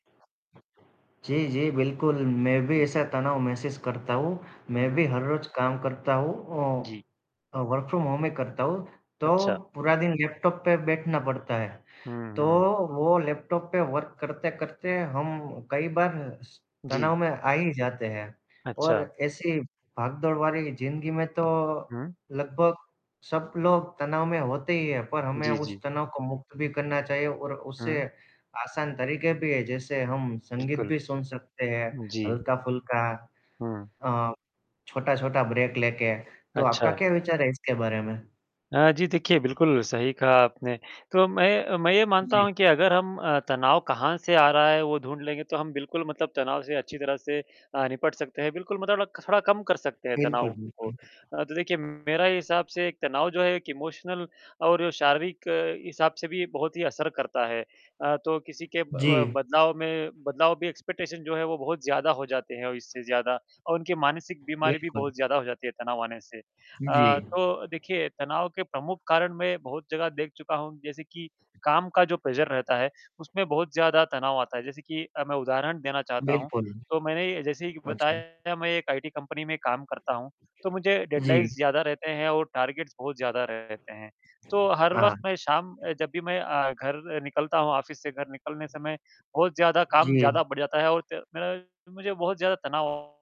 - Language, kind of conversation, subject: Hindi, unstructured, तनाव से कैसे निपटना चाहिए?
- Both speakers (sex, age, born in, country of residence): male, 30-34, India, India; male, 35-39, India, India
- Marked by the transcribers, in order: static; in English: "वर्क फ्रॉम होम"; other background noise; in English: "वर्क"; tapping; in English: "ब्रेक"; distorted speech; in English: "इमोशनल"; in English: "एक्सपेक्टेशन"; in English: "प्रेशर"; in English: "डेडलाइन्स"; in English: "टारगेट्स"; in English: "ऑफिस"